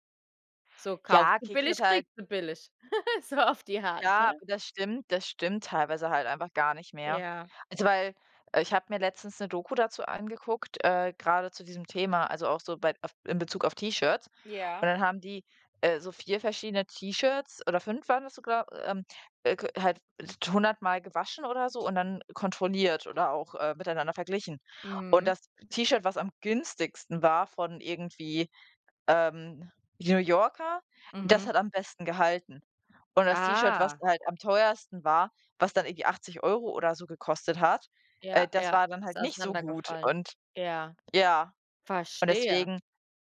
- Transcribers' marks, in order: giggle; joyful: "So auf die Hart, ne?"; "Art" said as "Hart"; stressed: "Verstehe"
- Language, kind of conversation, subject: German, unstructured, Wie gehst du mit deinem Taschengeld um?